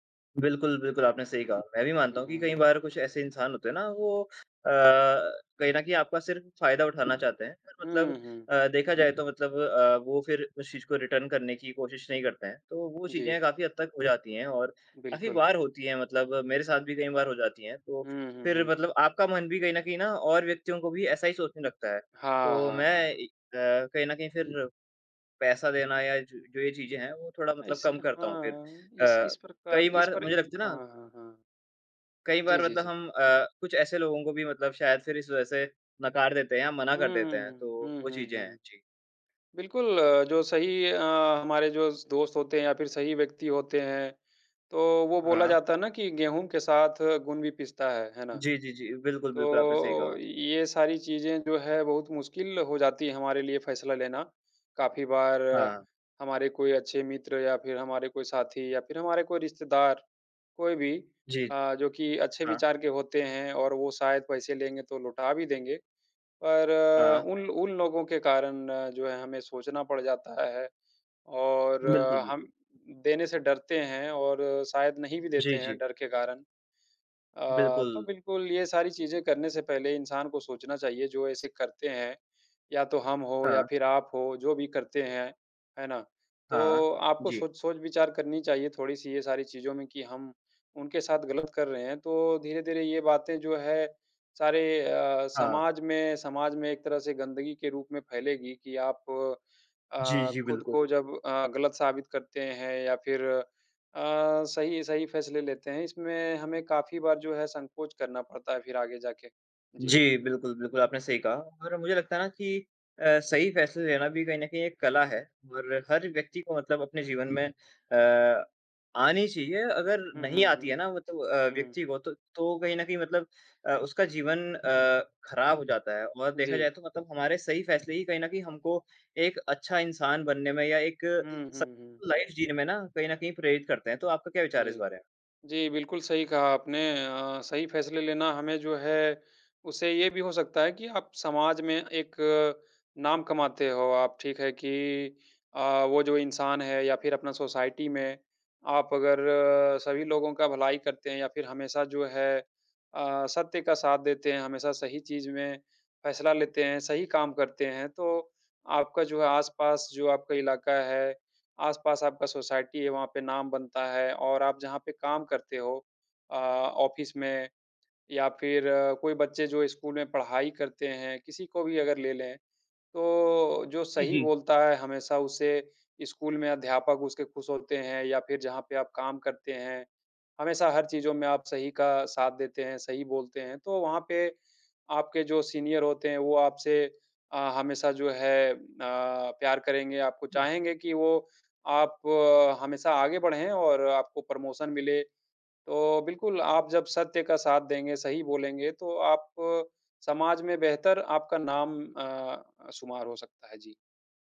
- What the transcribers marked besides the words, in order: in English: "रिटर्न"; in English: "लाइफ"; in English: "सोसाइटी"; in English: "सोसाइटी"; in English: "ऑफिस"; in English: "सीनियर"; in English: "प्रमोशन"
- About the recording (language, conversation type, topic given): Hindi, unstructured, आपके लिए सही और गलत का निर्णय कैसे होता है?